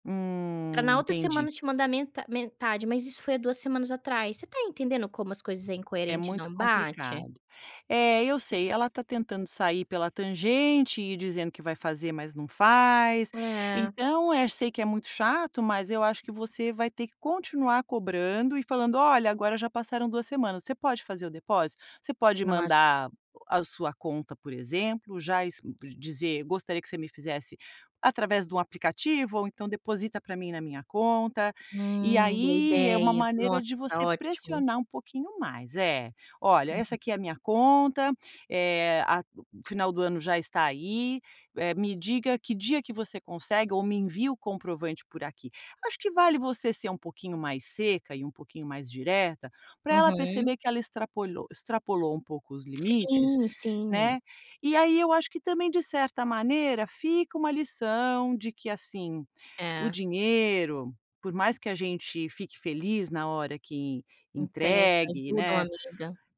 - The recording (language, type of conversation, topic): Portuguese, advice, Como posso estabelecer limites com um amigo que pede favores demais?
- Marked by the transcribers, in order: tapping